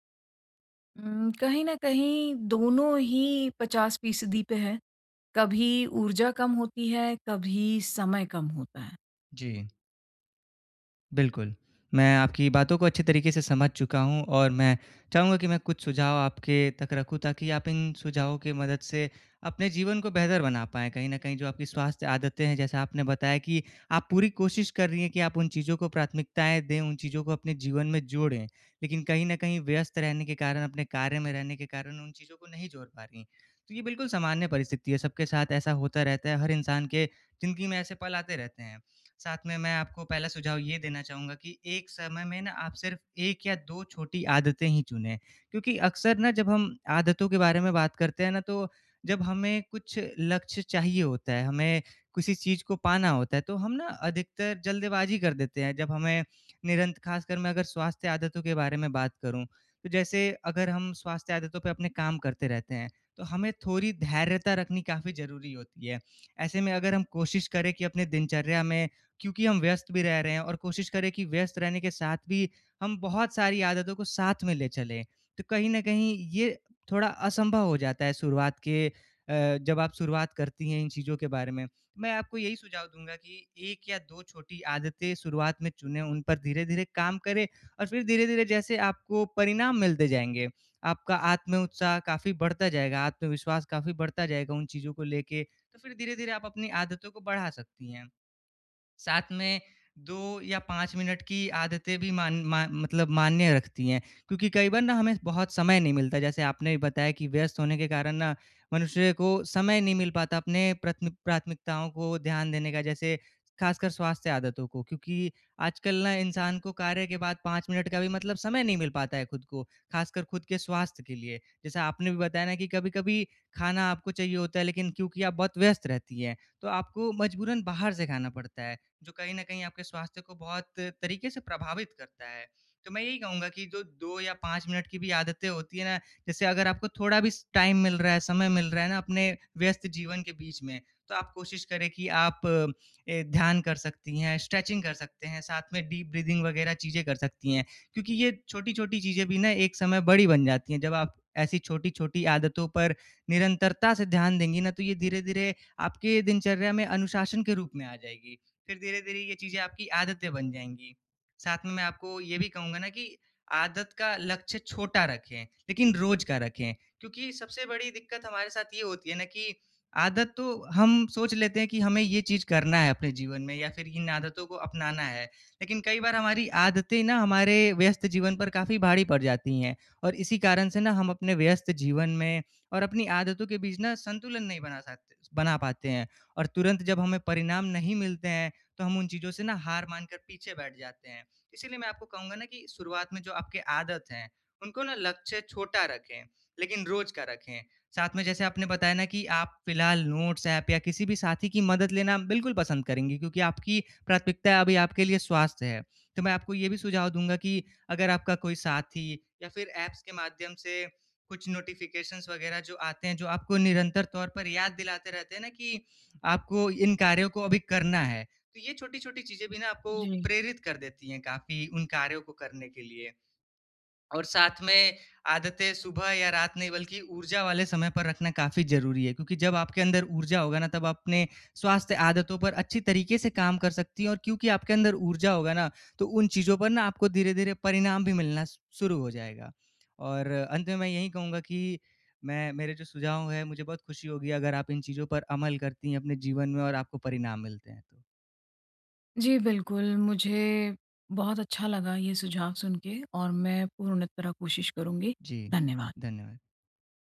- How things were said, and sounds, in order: in English: "टाइम"; in English: "डीप ब्रीदिंग"; in English: "ऐप्स"; in English: "नोटिफ़िकेशन्स"
- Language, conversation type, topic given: Hindi, advice, जब मैं व्यस्त रहूँ, तो छोटी-छोटी स्वास्थ्य आदतों को रोज़ नियमित कैसे बनाए रखूँ?